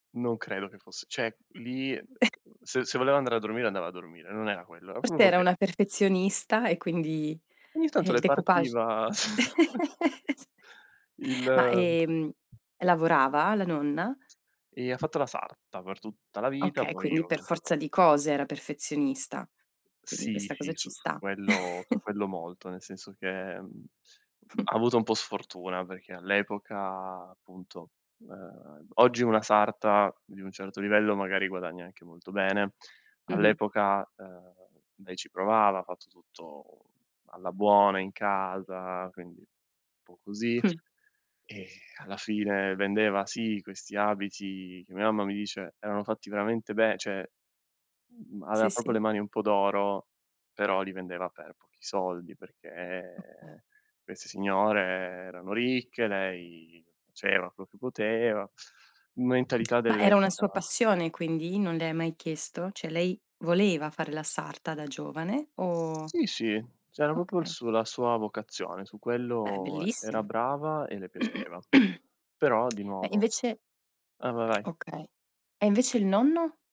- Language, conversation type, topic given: Italian, podcast, In che modo i tuoi nonni ti hanno influenzato?
- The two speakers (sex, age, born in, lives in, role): female, 35-39, Latvia, Italy, host; male, 25-29, Italy, Italy, guest
- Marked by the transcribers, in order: chuckle; chuckle; tapping; chuckle; chuckle; chuckle; "proprio" said as "propio"; throat clearing; tongue click